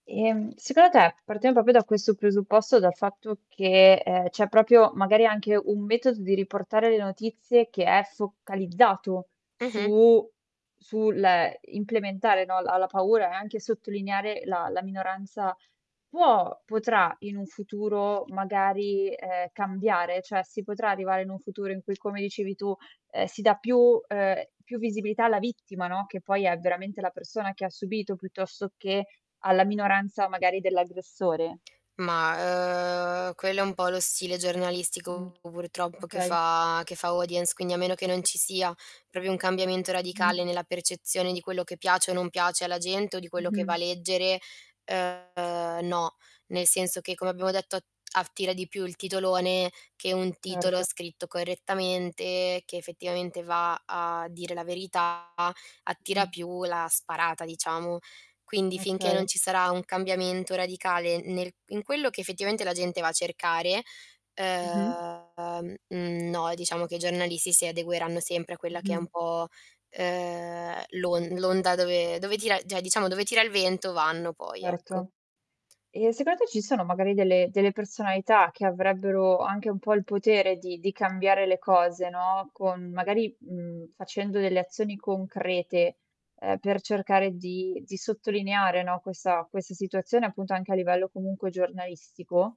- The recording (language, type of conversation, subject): Italian, podcast, In che modo la rappresentazione delle minoranze nei media incide sulla società?
- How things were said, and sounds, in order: "proprio" said as "propio"; "proprio" said as "propio"; tapping; "Cioè" said as "ceh"; other background noise; distorted speech; "proprio" said as "propio"; drawn out: "ehm"; "cioè" said as "ceh"